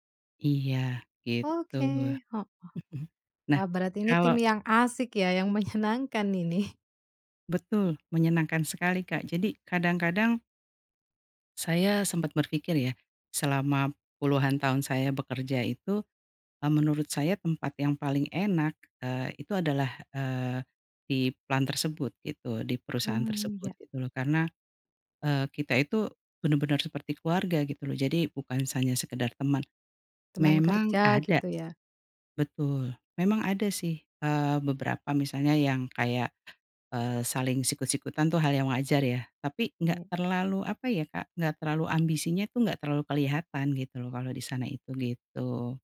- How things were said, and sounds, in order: laughing while speaking: "menyenangkan ini"; in English: "plant"
- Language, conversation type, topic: Indonesian, podcast, Apakah kamu pernah mendapat kesempatan karena berada di tempat yang tepat pada waktu yang tepat?